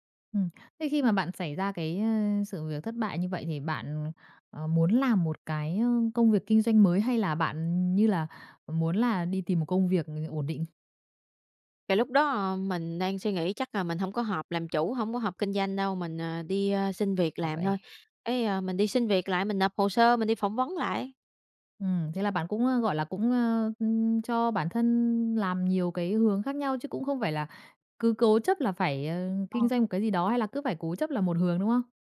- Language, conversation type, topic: Vietnamese, podcast, Khi thất bại, bạn thường làm gì trước tiên để lấy lại tinh thần?
- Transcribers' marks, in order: tapping